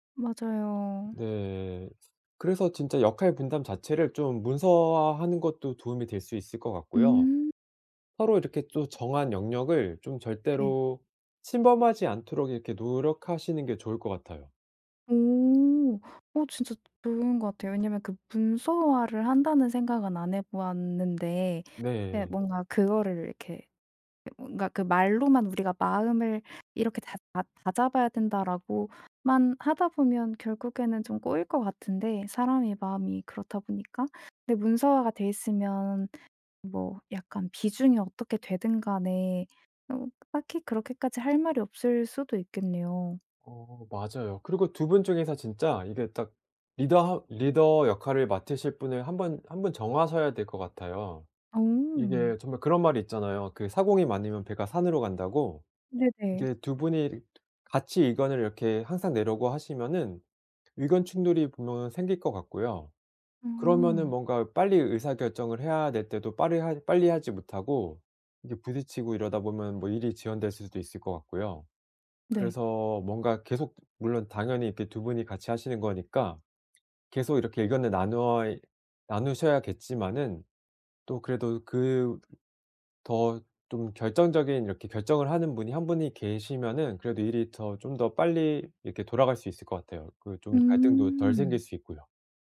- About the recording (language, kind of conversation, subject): Korean, advice, 초보 창업자가 스타트업에서 팀을 만들고 팀원들을 효과적으로 관리하려면 어디서부터 시작해야 하나요?
- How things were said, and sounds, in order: drawn out: "음"; tapping; other background noise